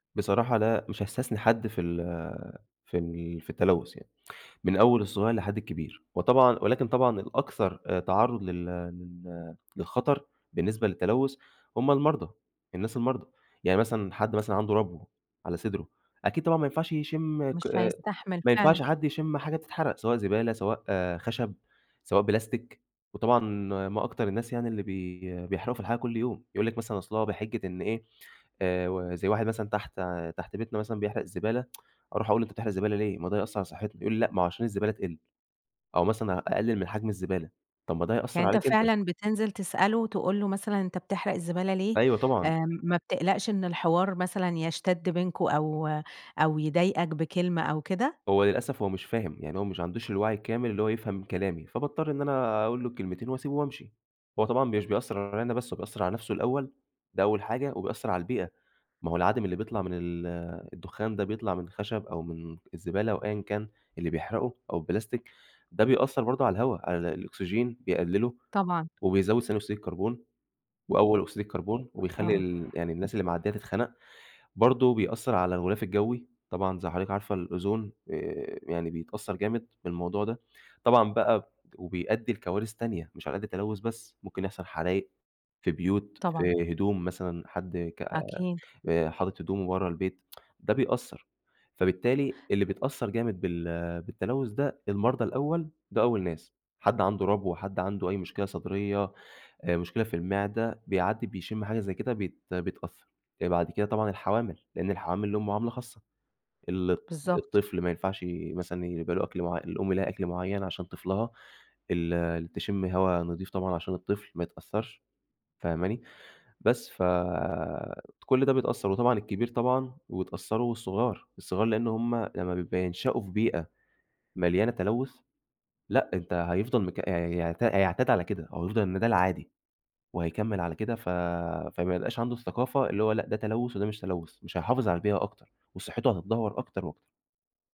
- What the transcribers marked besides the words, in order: tsk; tapping; other background noise; tsk
- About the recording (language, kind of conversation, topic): Arabic, podcast, إزاي التلوث بيأثر على صحتنا كل يوم؟